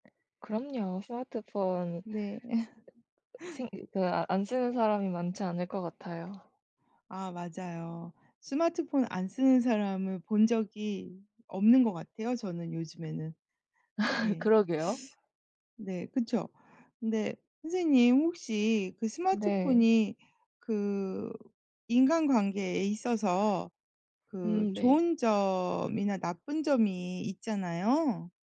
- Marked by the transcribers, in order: other background noise; tapping; laugh; laugh
- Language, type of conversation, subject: Korean, unstructured, 스마트폰은 우리 인간관계에 어떤 좋은 점과 어떤 나쁜 점을 가져올까요?